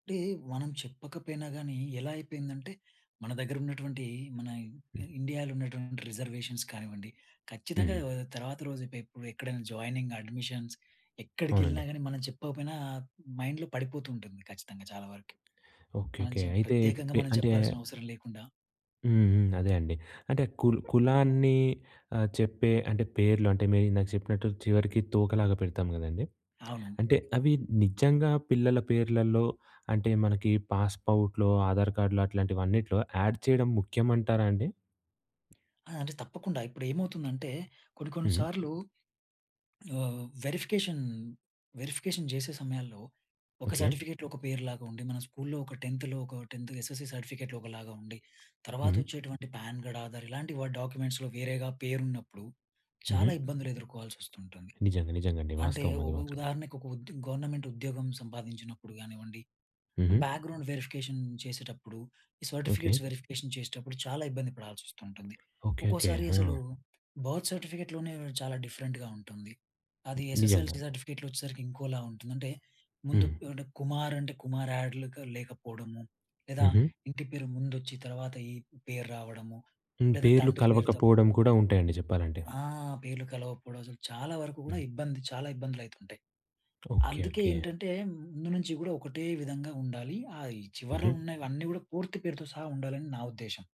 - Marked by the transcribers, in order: in English: "రిజర్వేషన్స్"; in English: "జాయినింగ్ అడ్మిషన్స్"; in English: "మైండ్‌లో"; tapping; in English: "పాస్‌పౌర్ట్‌లో"; in English: "ఆడ్"; in English: "వెరిఫికేషన్ వెరిఫికేషన్"; in English: "సర్టిఫికేట్‌లో"; in English: "టెన్త్ లో"; in English: "టెన్త్ ఎస్ఎస్‌సీ సర్టిఫికేట్‌లో"; in English: "పాన్ కార్డ్ ఆధార్"; in English: "డాక్యుమెంట్స్‌లో"; in English: "గవర్నమెంట్"; in English: "బ్యాక్‌గ్రౌండ్ వెరిఫికేషన్"; in English: "సర్టిఫికేట్స్ వెరిఫికేషన్"; in English: "బర్త్"; in English: "డిఫరెంట్‌గా"; other background noise; in English: "ఎస్ఎస్ఎల్ సర్టిఫికేట్‌లో"
- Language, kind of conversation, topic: Telugu, podcast, పేర్ల వెనుక ఉన్న కథలను మీరు చెప్పగలరా?